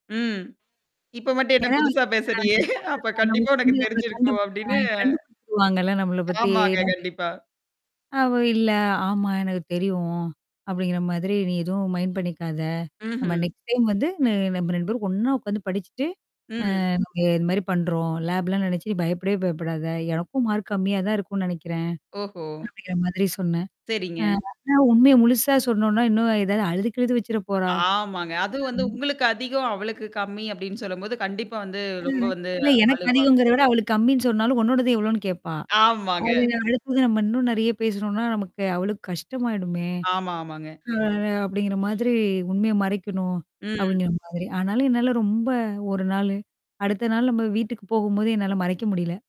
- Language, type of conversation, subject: Tamil, podcast, ஒருவரிடம் நேரடியாக உண்மையை எப்படிச் சொல்லுவீர்கள்?
- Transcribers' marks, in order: laughing while speaking: "ம். இப்ப மட்டும் என்ன புதுசா … அப்டின்னு ஆமாங்க. கண்டிப்பா"; other background noise; distorted speech; mechanical hum; in English: "மைண்ட்"; in English: "நெக்ஸ்ட் டைம்"; in English: "லேப்"; static; laughing while speaking: "ஆமாங்க"; drawn out: "அ"